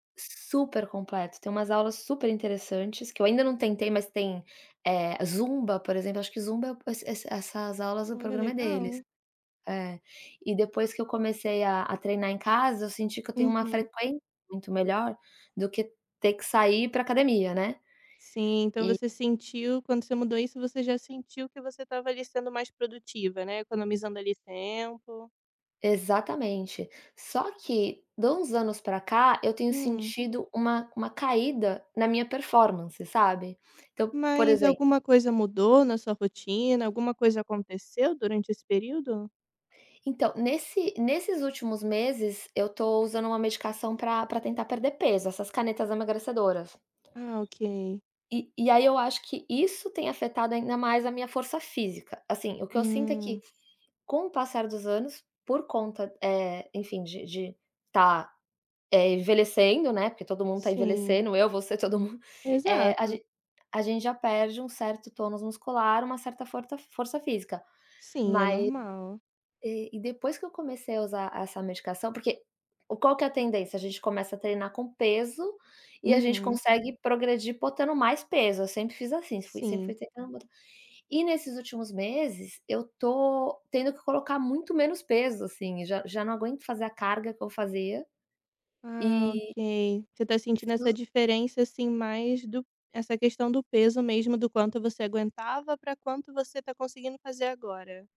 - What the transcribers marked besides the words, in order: unintelligible speech
- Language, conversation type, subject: Portuguese, advice, Como você tem se adaptado às mudanças na sua saúde ou no seu corpo?